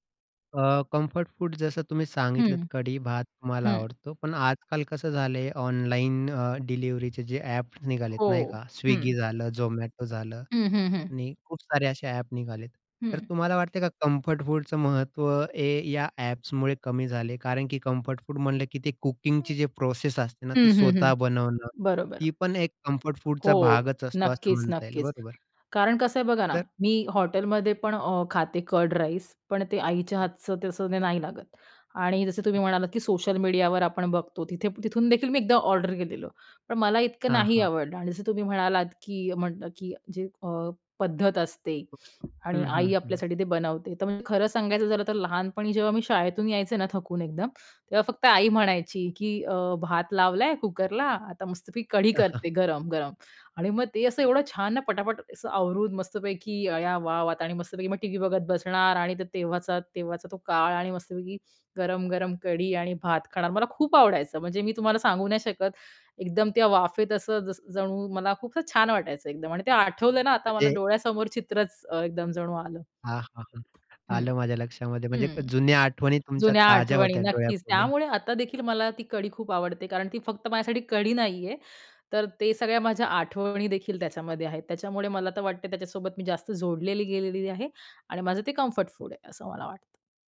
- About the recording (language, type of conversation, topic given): Marathi, podcast, तुमचं ‘मनाला दिलासा देणारं’ आवडतं अन्न कोणतं आहे, आणि ते तुम्हाला का आवडतं?
- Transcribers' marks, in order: in English: "कम्फर्ट फूड"; other background noise; in English: "कम्फर्ट फूडचं"; tapping; in English: "कम्फर्ट फूड"; in English: "कुकिंगची"; in English: "प्रोसेस"; in English: "कम्फर्ट फूडचा"; chuckle; in English: "कम्फर्ट फूड"